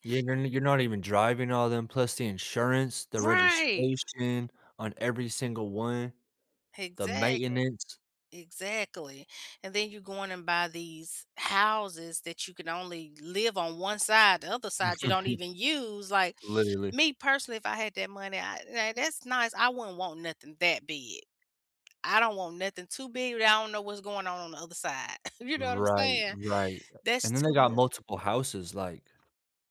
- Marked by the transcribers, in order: chuckle; chuckle
- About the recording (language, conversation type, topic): English, unstructured, How do you feel when you reach a financial goal?
- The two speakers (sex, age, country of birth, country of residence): female, 40-44, United States, United States; male, 30-34, United States, United States